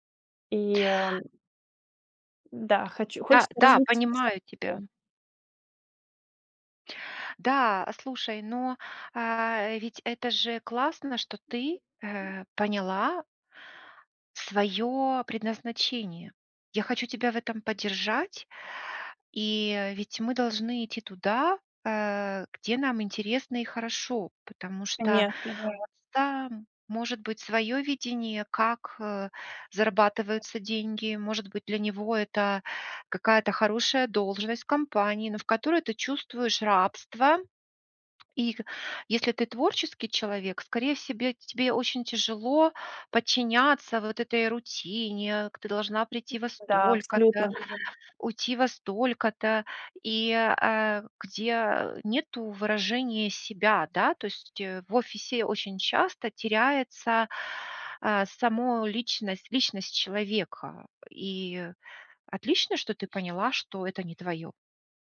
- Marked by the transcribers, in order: tapping; unintelligible speech; other background noise; unintelligible speech; background speech
- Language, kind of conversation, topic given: Russian, advice, Как понять, что для меня означает успех, если я боюсь не соответствовать ожиданиям других?